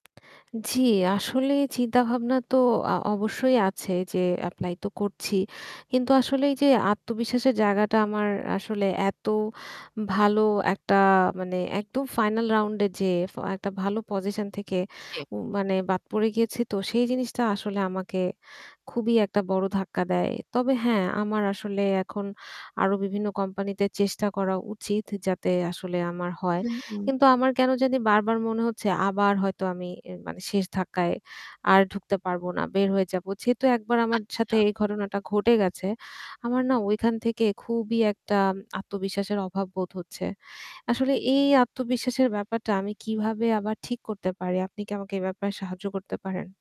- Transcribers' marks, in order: static
- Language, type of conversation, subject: Bengali, advice, বড় কোনো ব্যর্থতার পর আপনি কীভাবে আত্মবিশ্বাস হারিয়ে ফেলেছেন এবং চেষ্টা থেমে গেছে তা কি বর্ণনা করবেন?